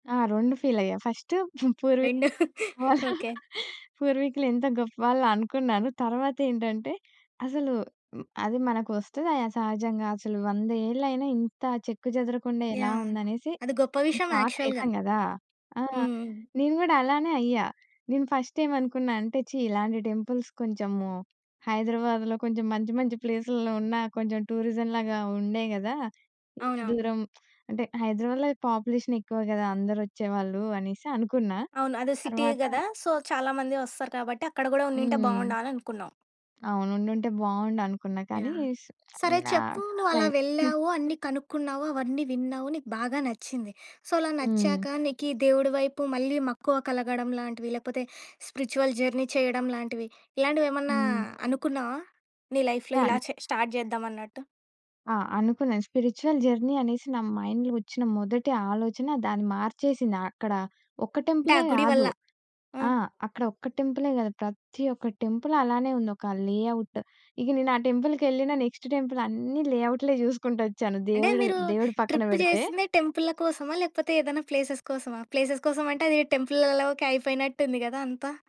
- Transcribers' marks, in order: chuckle; in English: "యాక్చువల్‌గా"; in English: "ఫస్ట్"; in English: "టెంపుల్స్"; in English: "ప్లేస్‌లో"; in English: "టూరిజం"; in English: "పాపులేషన్"; in English: "సిటీ"; in English: "సో"; giggle; in English: "సో"; in English: "స్పిరిచువల్ జర్నీ"; in English: "లైఫ్‌లో"; in English: "స్టార్ట్"; in English: "వన్"; in English: "స్పిరిచ్యువల్ జర్నీ"; in English: "మైండ్‌లో"; in English: "టెంపుల్"; in English: "లే అవుట్"; in English: "నెక్స్ట్ టెంపుల్"; in English: "ట్రిప్"; in English: "ప్లేసెస్"; in English: "ప్లేసెస్"; other background noise
- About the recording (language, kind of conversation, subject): Telugu, podcast, మీ జీవితాన్ని మార్చిన ప్రదేశం ఏది?